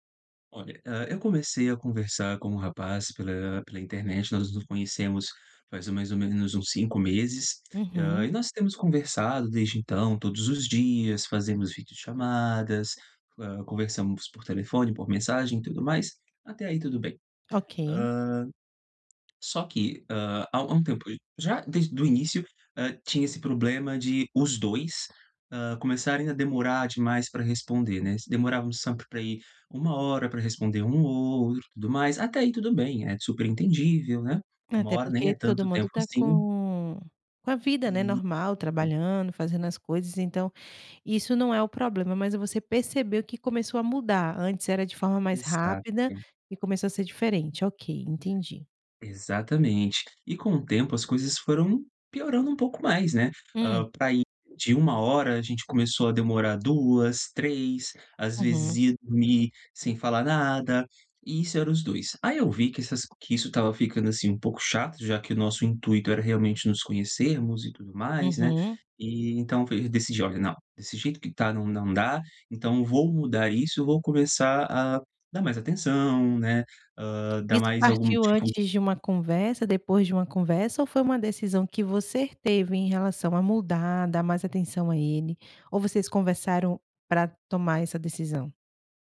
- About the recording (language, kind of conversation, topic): Portuguese, advice, Como você descreveria seu relacionamento à distância?
- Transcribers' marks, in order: tapping